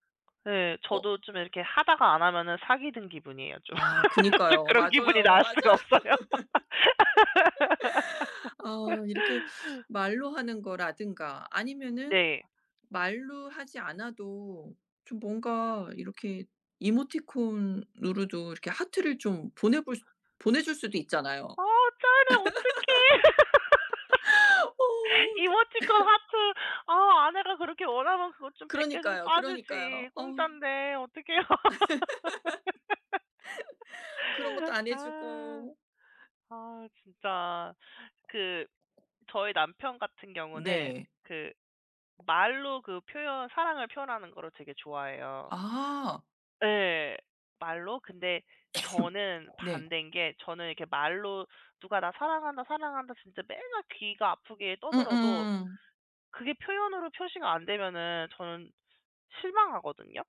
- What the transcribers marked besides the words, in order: tapping; laugh; laughing while speaking: "그런 기분이 나을 수가 없어요"; laugh; laugh; anticipating: "아 짠해. 어떡해"; laugh; chuckle; cough; laugh; laugh; cough; other background noise
- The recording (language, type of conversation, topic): Korean, unstructured, 사랑을 가장 잘 표현하는 방법은 무엇인가요?